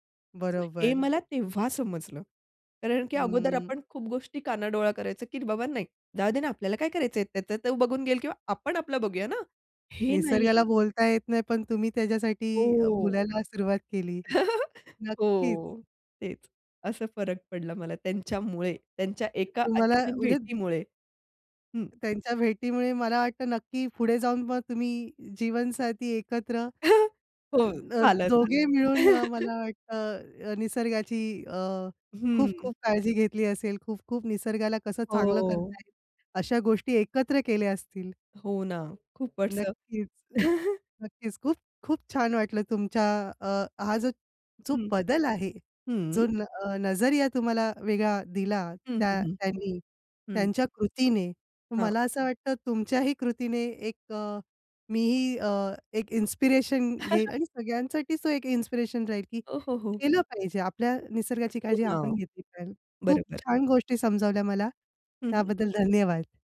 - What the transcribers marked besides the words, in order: other background noise; chuckle; unintelligible speech; chuckle; chuckle; unintelligible speech; chuckle; in English: "इन्स्पिरेशन"; in English: "इन्स्पिरेशन"; chuckle; tapping
- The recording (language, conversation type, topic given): Marathi, podcast, एखाद्या अचानक झालेल्या भेटीने तुमचा जगाकडे पाहण्याचा दृष्टिकोन बदलला आहे का?